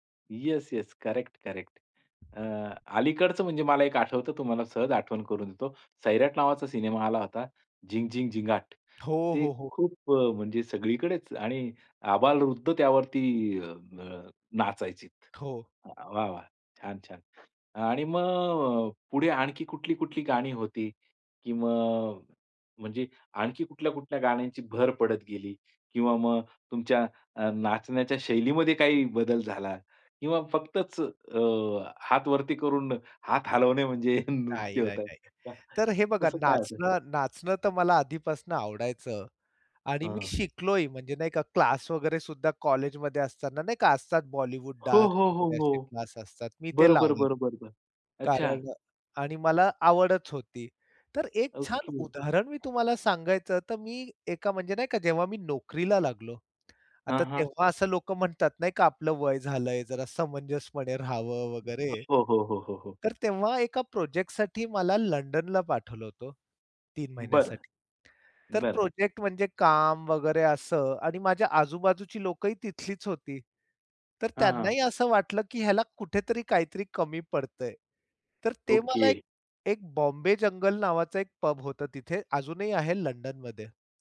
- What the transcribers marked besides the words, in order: tapping; other noise; drawn out: "मग"; chuckle; in English: "डान्स"; unintelligible speech; other background noise
- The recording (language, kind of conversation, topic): Marathi, podcast, नाचायला लावणारं एखादं जुने गाणं कोणतं आहे?